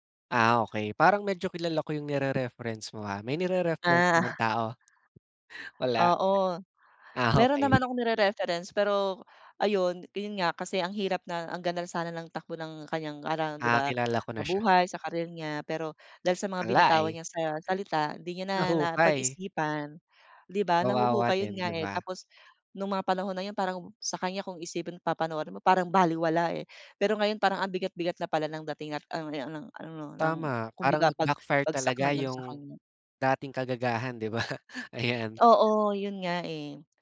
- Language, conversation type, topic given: Filipino, podcast, May pananagutan ba ang isang influencer sa mga opinyong ibinabahagi niya?
- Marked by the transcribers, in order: other background noise; other noise